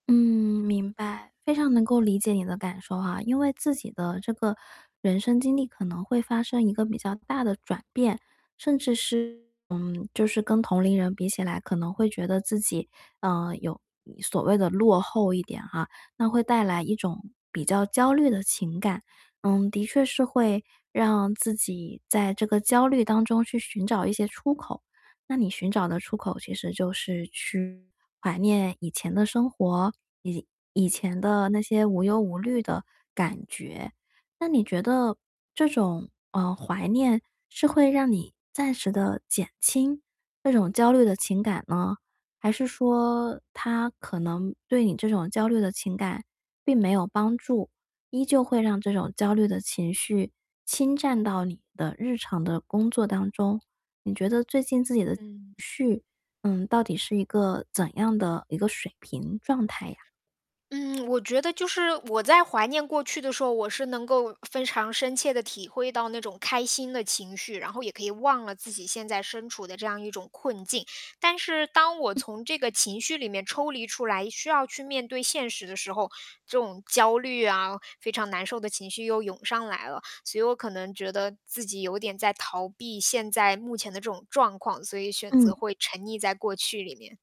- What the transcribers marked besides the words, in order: distorted speech; tapping; other background noise
- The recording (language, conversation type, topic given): Chinese, advice, 你为什么会怀念旧生活并且很难放下这些情绪？